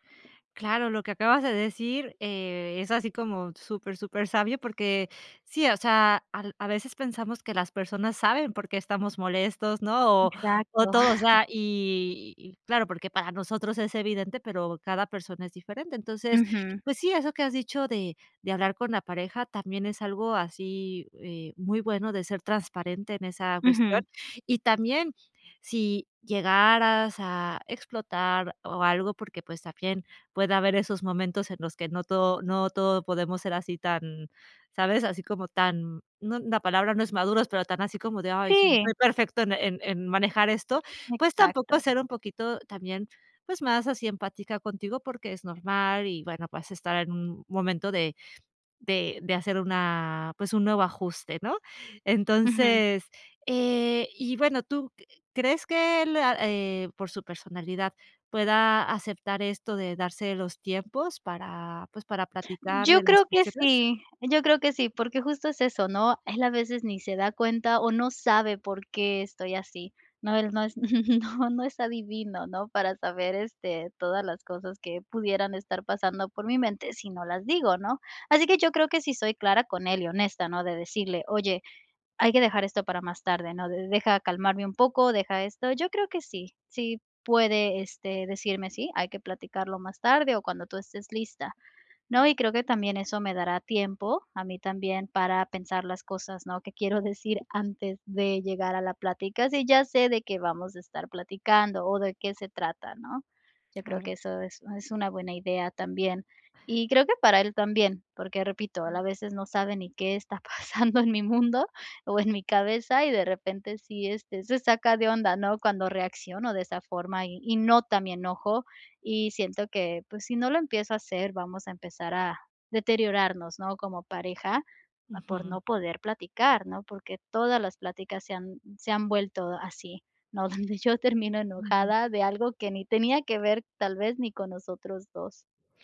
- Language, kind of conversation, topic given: Spanish, advice, ¿Cómo puedo manejar la ira después de una discusión con mi pareja?
- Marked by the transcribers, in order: other background noise; chuckle; unintelligible speech; chuckle; laughing while speaking: "no, no es"; laughing while speaking: "pasando"; laughing while speaking: "yo termino enojada"